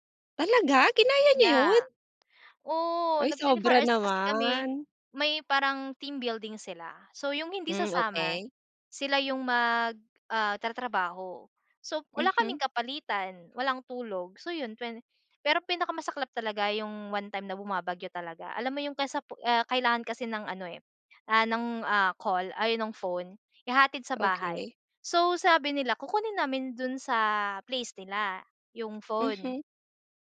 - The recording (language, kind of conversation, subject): Filipino, podcast, Paano ka nagpapawi ng stress sa opisina?
- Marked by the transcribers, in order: surprised: "Talaga? Kinaya niyo yun?"